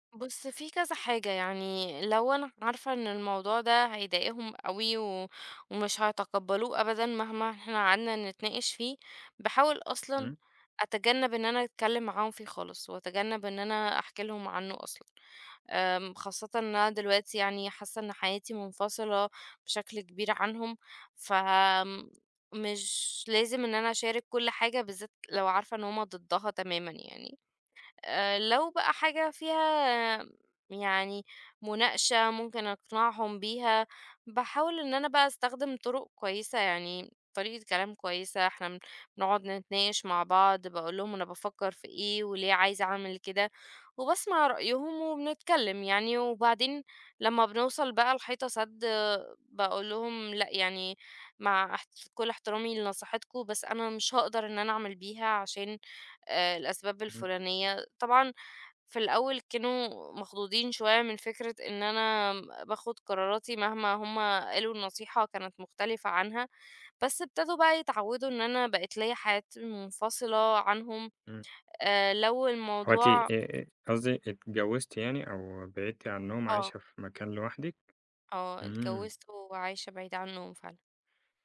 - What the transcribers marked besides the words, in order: tapping
- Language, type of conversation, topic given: Arabic, podcast, إزاي نلاقي توازن بين رغباتنا وتوقعات العيلة؟